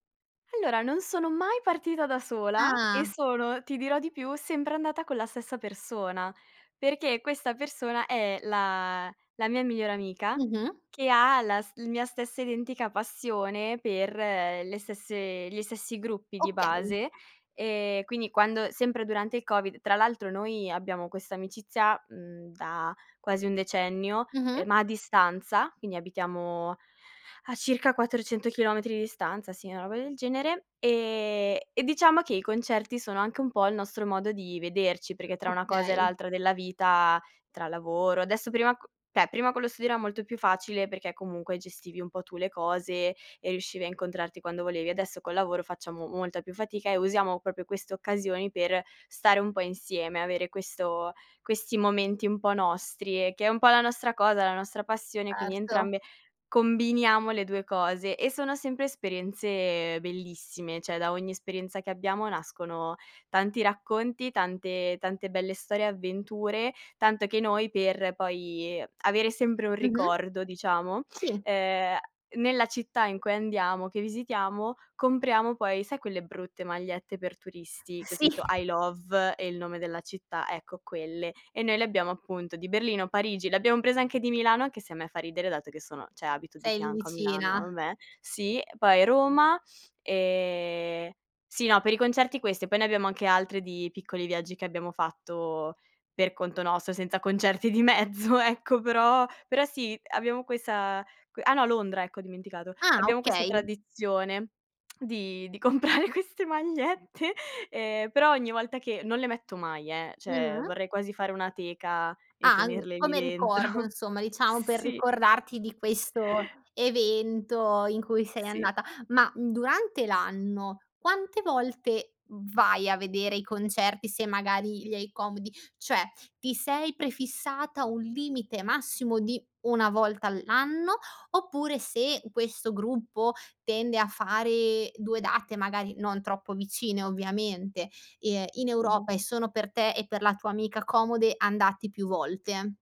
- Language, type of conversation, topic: Italian, podcast, Hai mai fatto un viaggio solo per un concerto?
- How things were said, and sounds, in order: tapping; "cioè" said as "ceh"; in English: "I love"; "cioè" said as "ceh"; "vabbè" said as "vabè"; drawn out: "e"; laughing while speaking: "mezzo"; "questa" said as "quesa"; laughing while speaking: "di comprare queste magliette"; "cioè" said as "ceh"; laughing while speaking: "dentro"; drawn out: "sì"